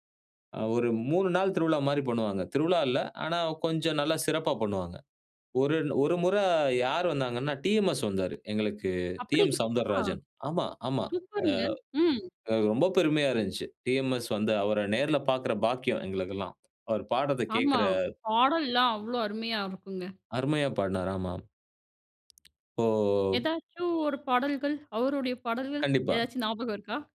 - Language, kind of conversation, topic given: Tamil, podcast, ஒரு பாடல் உங்களுடைய நினைவுகளை எப்படித் தூண்டியது?
- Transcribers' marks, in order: surprised: "அப்படிங்களா?"; other background noise; horn; other noise